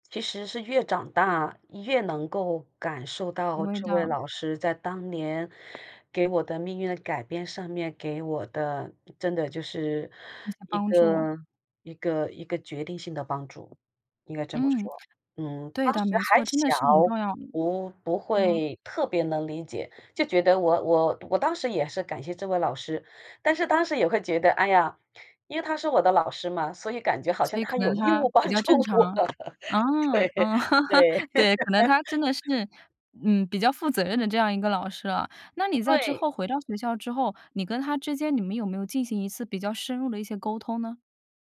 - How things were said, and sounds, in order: other background noise; laugh; laughing while speaking: "帮助我，对，对"; laugh
- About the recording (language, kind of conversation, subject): Chinese, podcast, 有没有哪位老师或前辈曾经影响并改变了你的人生方向？